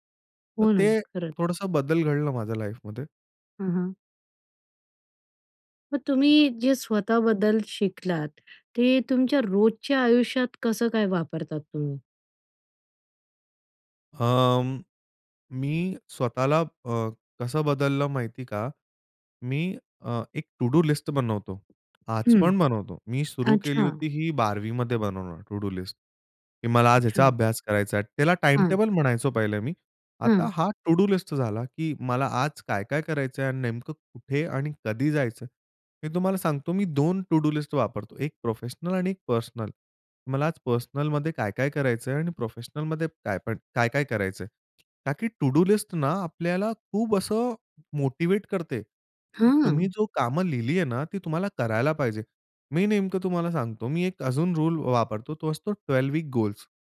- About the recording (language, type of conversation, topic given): Marathi, podcast, स्वतःला ओळखण्याचा प्रवास कसा होता?
- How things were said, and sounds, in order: in English: "लाईफमध्ये"; other background noise; in English: "प्रोफेशनल"; in English: "प्रोफेशनलमध्ये"; in English: "ट्वेल्व वीक"